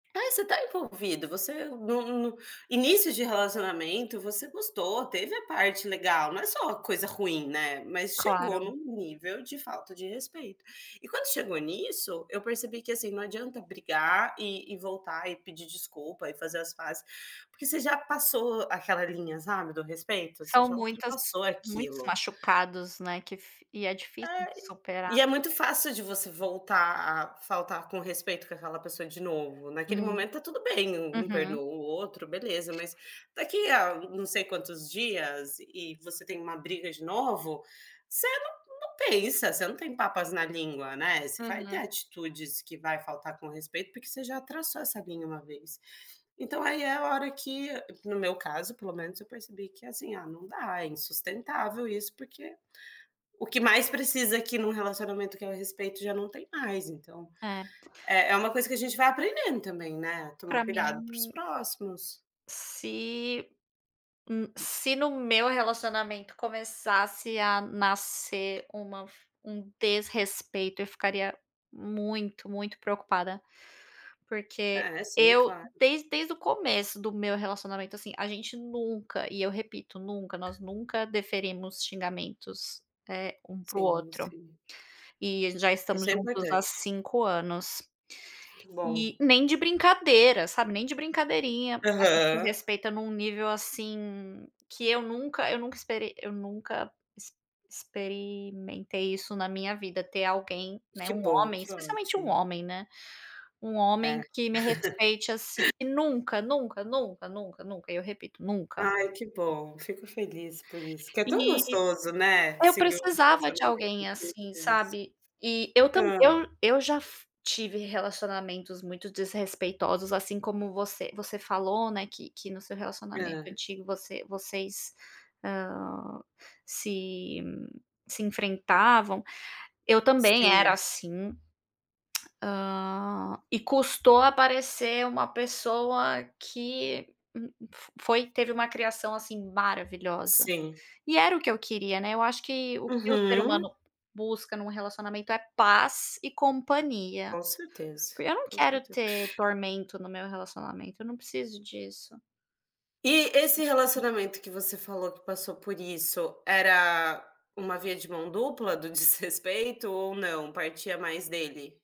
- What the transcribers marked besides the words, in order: other background noise; tapping; chuckle; tongue click
- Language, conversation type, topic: Portuguese, unstructured, Qual é a pior coisa que alguém pode fazer em um relacionamento?